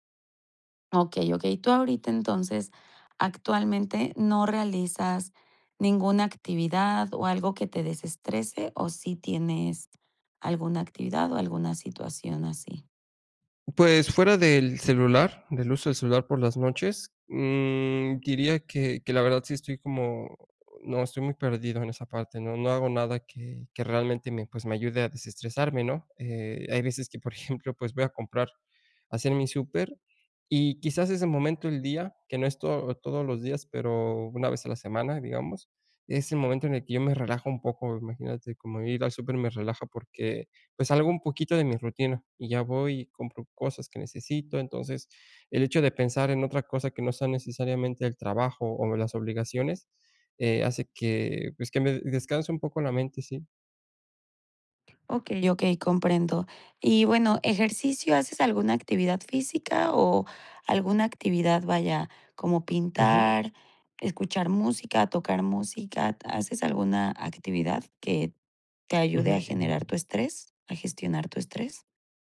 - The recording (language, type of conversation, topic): Spanish, advice, ¿Cómo puedo soltar la tensión después de un día estresante?
- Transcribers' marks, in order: laughing while speaking: "que por ejemplo"; other background noise